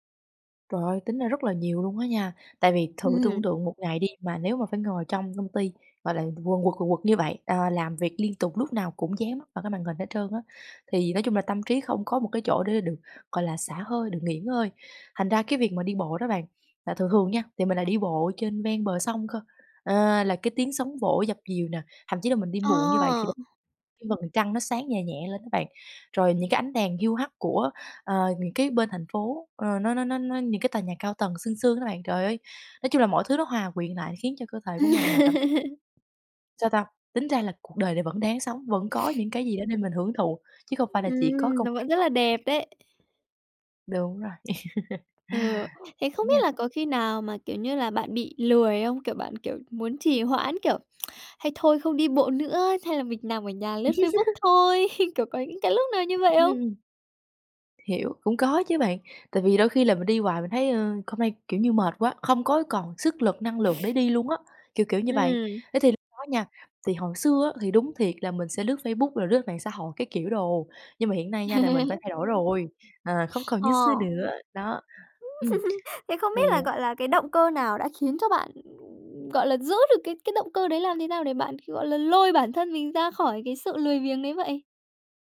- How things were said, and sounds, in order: tapping; unintelligible speech; laugh; sniff; other background noise; laugh; tsk; laugh; sniff; laugh; laugh
- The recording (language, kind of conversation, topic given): Vietnamese, podcast, Nếu chỉ có 30 phút rảnh, bạn sẽ làm gì?